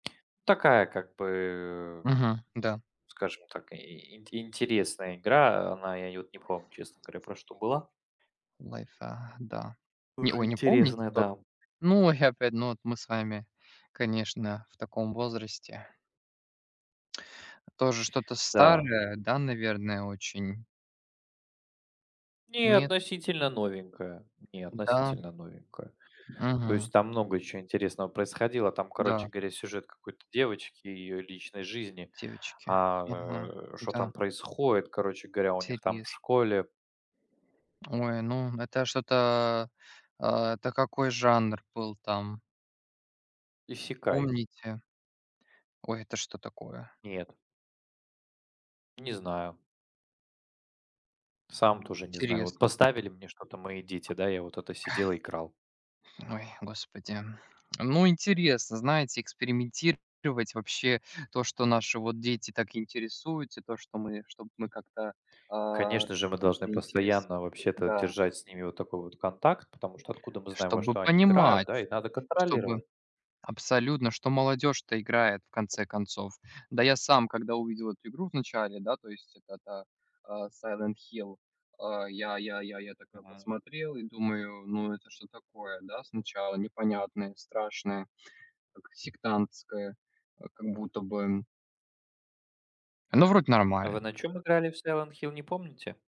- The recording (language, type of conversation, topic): Russian, unstructured, Что для вас важнее в игре: глубокая проработка персонажей или увлекательный игровой процесс?
- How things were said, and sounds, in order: tapping; yawn; "Интересно" said as "тересн"; "Исэкай" said as "исекай"; "Интересно" said as "тересно"; tsk; other background noise